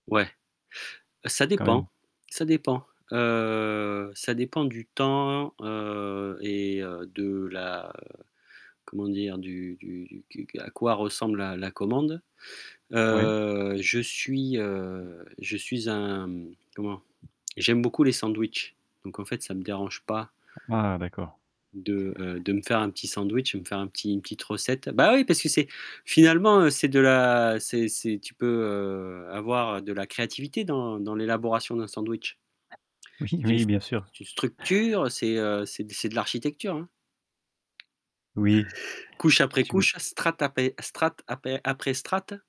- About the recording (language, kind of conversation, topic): French, podcast, Comment trouves-tu le bon équilibre entre le travail et ta vie personnelle ?
- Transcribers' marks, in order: static; drawn out: "heu"; drawn out: "Heu"; tapping; other background noise; laughing while speaking: "Oui"; stressed: "structure"; "après" said as "apès"; "après" said as "apès"